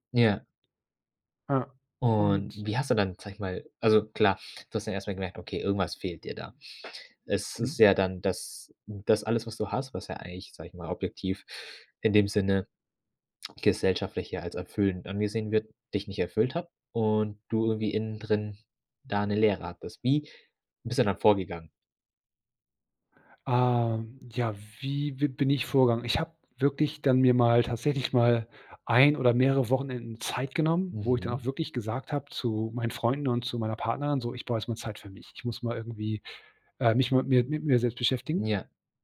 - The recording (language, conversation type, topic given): German, podcast, Wie wichtig ist dir Zeit in der Natur?
- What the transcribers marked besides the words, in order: other background noise